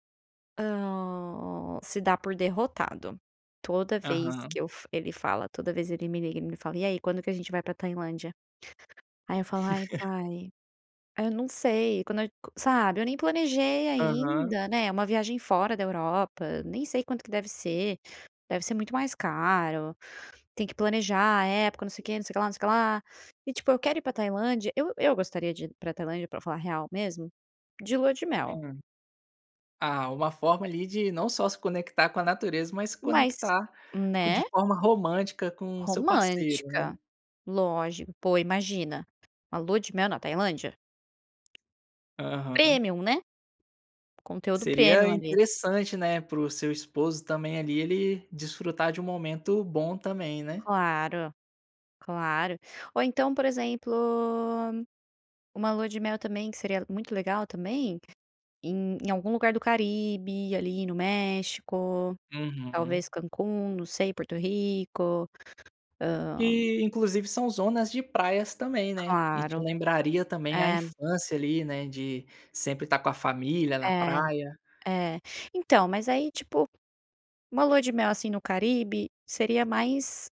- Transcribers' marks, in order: chuckle; other background noise; tapping; in English: "Premium"; in English: "premium"
- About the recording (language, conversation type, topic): Portuguese, podcast, Como o mar, a montanha ou a floresta ajudam você a pensar com mais clareza?